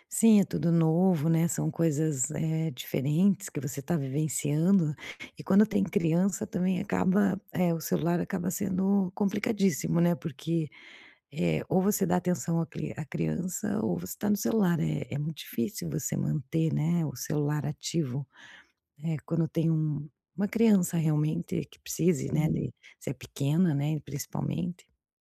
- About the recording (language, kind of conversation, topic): Portuguese, podcast, Como você faz detox digital quando precisa descansar?
- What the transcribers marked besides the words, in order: other background noise